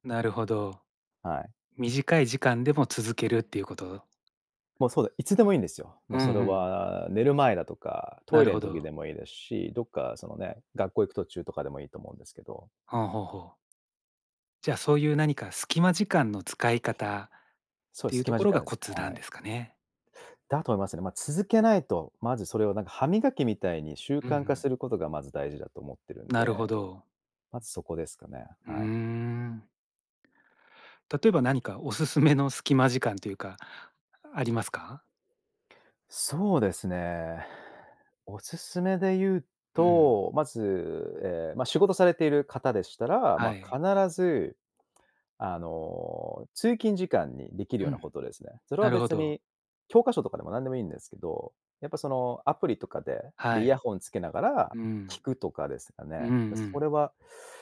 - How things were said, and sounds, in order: chuckle
- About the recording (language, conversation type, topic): Japanese, podcast, 自分を成長させる日々の習慣って何ですか？